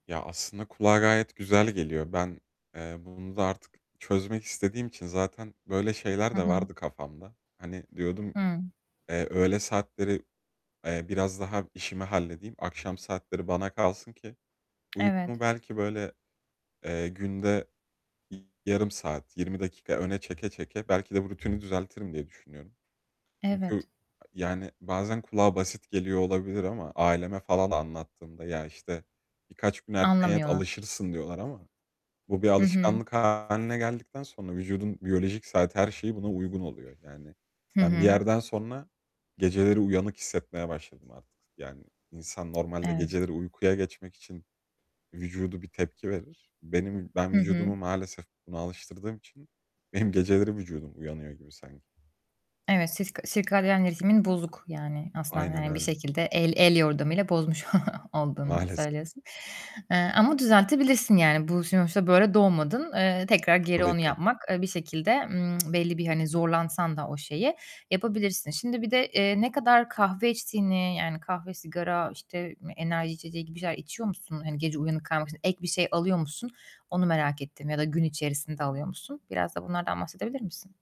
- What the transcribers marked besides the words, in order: distorted speech; static; other background noise; tapping; chuckle
- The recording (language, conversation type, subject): Turkish, advice, Alarmı ertelemeyi bırakıp erteleme alışkanlığımı nasıl azaltabilirim?